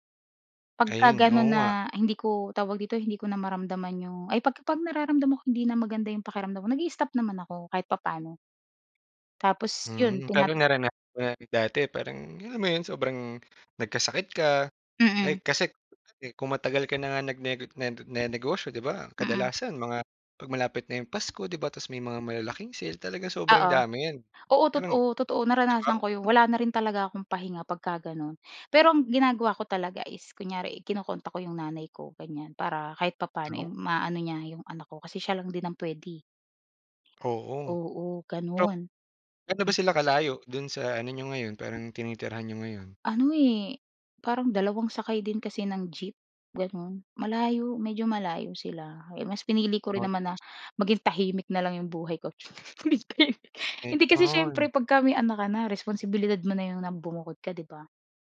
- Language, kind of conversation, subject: Filipino, podcast, Ano ang ginagawa mo para alagaan ang sarili mo kapag sobrang abala ka?
- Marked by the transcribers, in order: other noise; tapping; unintelligible speech; other background noise; unintelligible speech; unintelligible speech